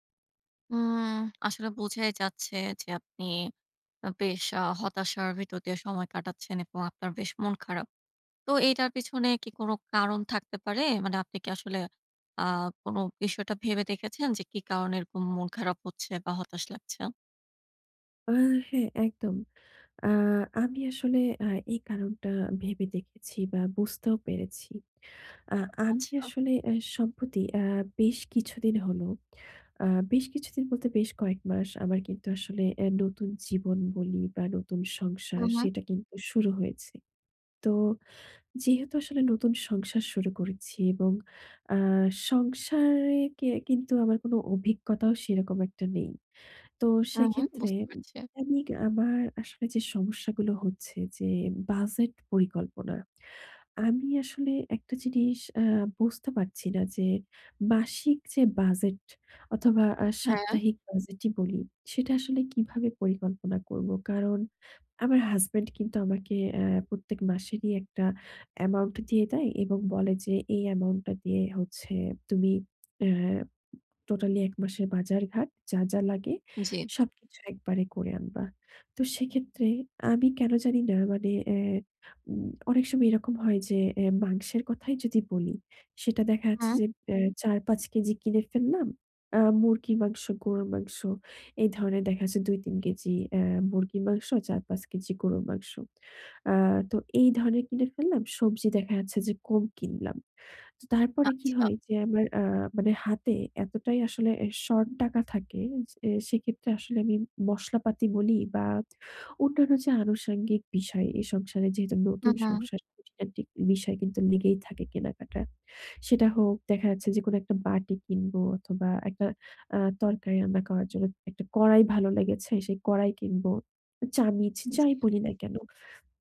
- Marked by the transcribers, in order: "কারণে" said as "কাওণে"; tapping; other background noise
- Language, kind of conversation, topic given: Bengali, advice, কেনাকাটায় বাজেট ছাড়িয়ে যাওয়া বন্ধ করতে আমি কীভাবে সঠিকভাবে বাজেট পরিকল্পনা করতে পারি?